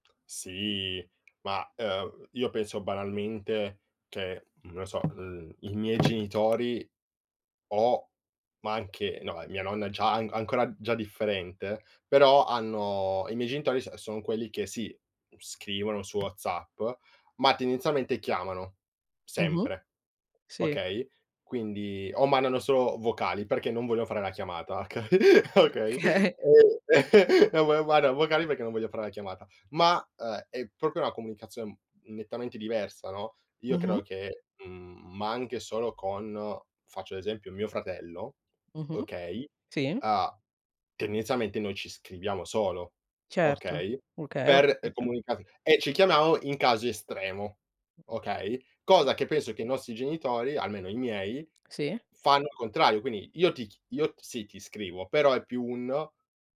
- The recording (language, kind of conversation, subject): Italian, podcast, Come comunichi online rispetto a quando parli faccia a faccia?
- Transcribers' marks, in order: tapping; laughing while speaking: "okay?"; chuckle; laughing while speaking: "ma, guarda"; other background noise; laughing while speaking: "kay"; "Okay" said as "kay"; "comunicazione" said as "comunicazio"